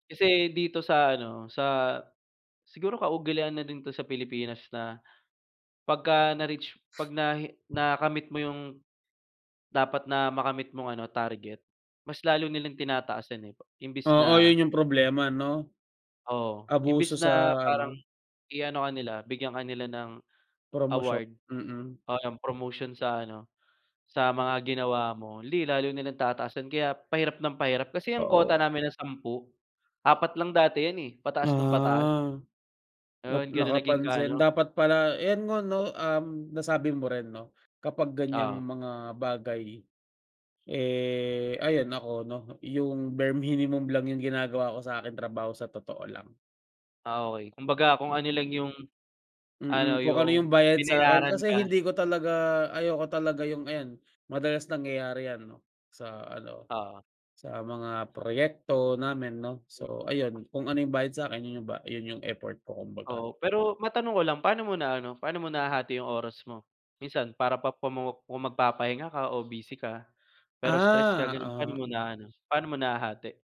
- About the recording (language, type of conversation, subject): Filipino, unstructured, Ano ang ginagawa mo kapag sobra ang stress na nararamdaman mo?
- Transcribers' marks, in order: tapping